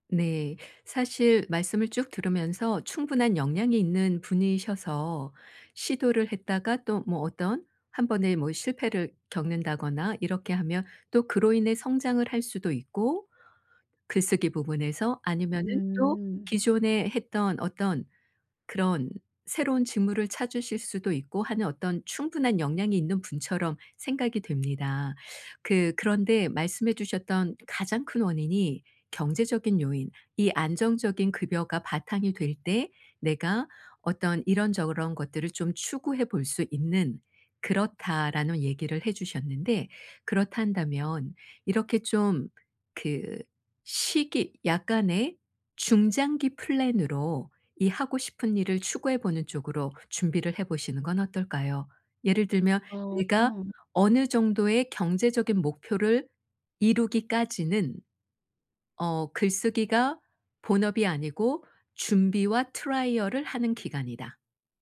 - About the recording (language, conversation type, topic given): Korean, advice, 경력 목표를 어떻게 설정하고 장기 계획을 어떻게 세워야 할까요?
- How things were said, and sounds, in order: in English: "플랜으로"; other background noise; put-on voice: "트라이얼을"; in English: "트라이얼을"